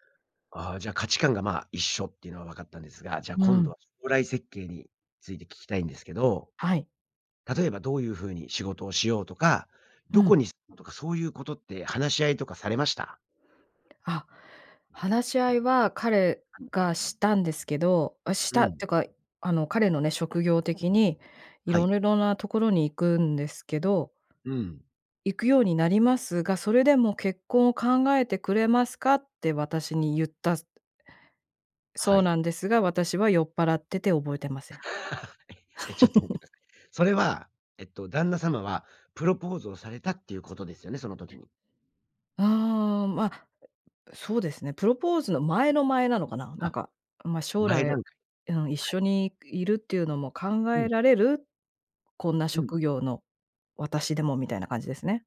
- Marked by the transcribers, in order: tapping; chuckle
- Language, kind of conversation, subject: Japanese, podcast, 結婚や同棲を決めるとき、何を基準に判断しましたか？